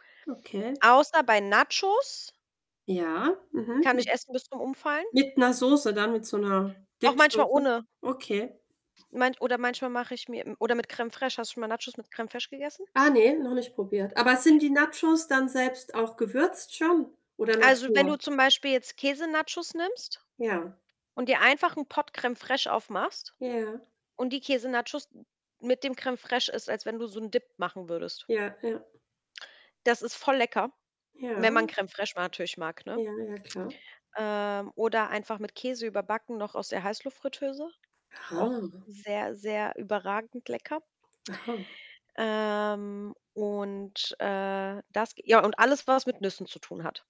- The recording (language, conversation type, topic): German, unstructured, Magst du lieber süße oder salzige Snacks?
- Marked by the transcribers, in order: static; other background noise; unintelligible speech